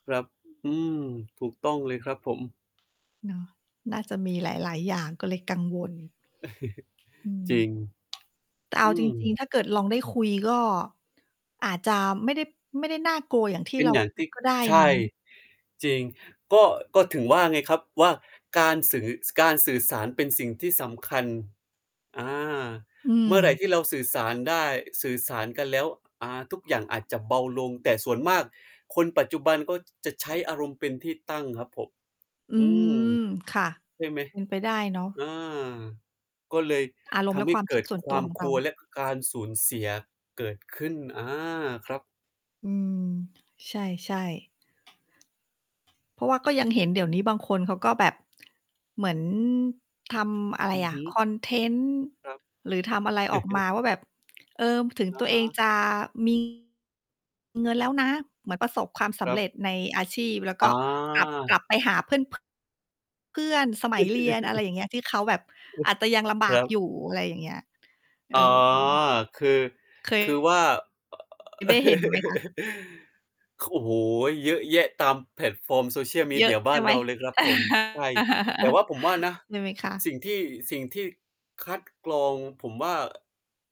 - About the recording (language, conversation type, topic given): Thai, unstructured, ทำไมหลายคนถึงกลัวหรือไม่ยอมรับคนที่แตกต่าง?
- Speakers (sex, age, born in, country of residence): female, 40-44, Thailand, Thailand; male, 30-34, Indonesia, Indonesia
- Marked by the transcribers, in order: chuckle; distorted speech; unintelligible speech; "กลัว" said as "คลัว"; laugh; laugh; chuckle; unintelligible speech; other noise; laugh; laugh